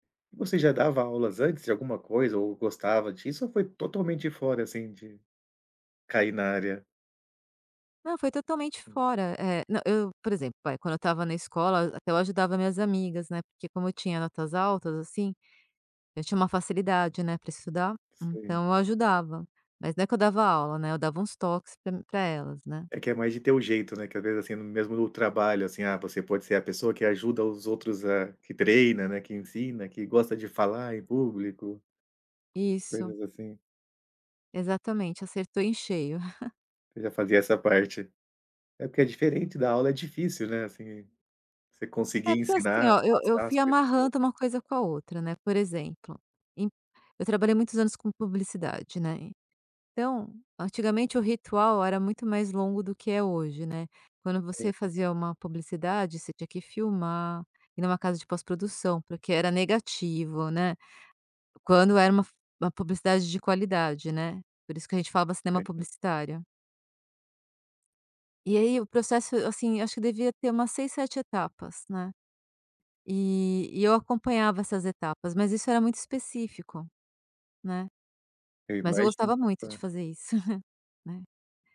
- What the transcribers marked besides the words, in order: chuckle; tapping; chuckle
- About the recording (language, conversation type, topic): Portuguese, podcast, Como você se preparou para uma mudança de carreira?